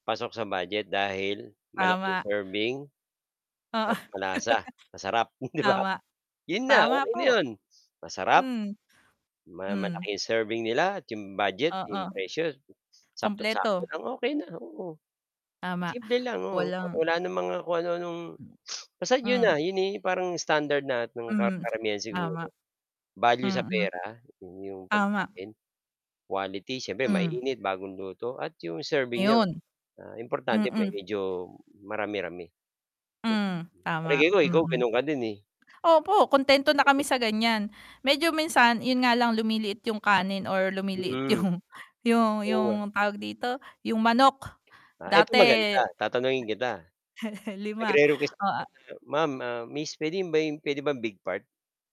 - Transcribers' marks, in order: static; laughing while speaking: "Oo"; laughing while speaking: "'di ba?"; chuckle; tapping; other background noise; sniff; chuckle; laughing while speaking: "'yung"; chuckle; unintelligible speech
- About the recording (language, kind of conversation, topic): Filipino, unstructured, Ano ang masasabi mo sa sobrang pagmahal ng pagkain sa mga mabilisang kainan?